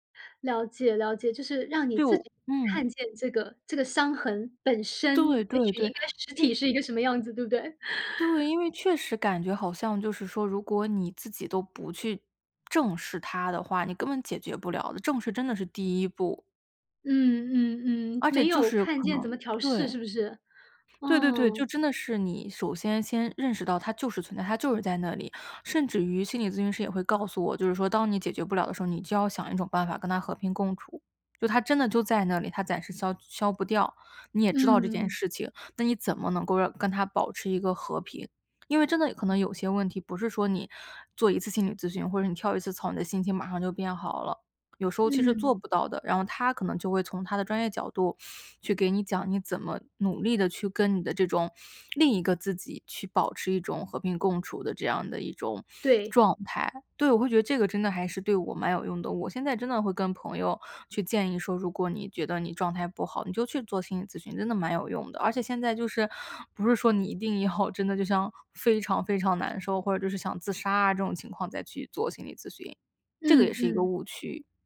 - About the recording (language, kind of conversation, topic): Chinese, podcast, 當情緒低落時你會做什麼？
- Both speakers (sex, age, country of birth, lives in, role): female, 30-34, China, United States, guest; female, 40-44, China, United States, host
- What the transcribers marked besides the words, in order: other background noise; laugh; laughing while speaking: "要"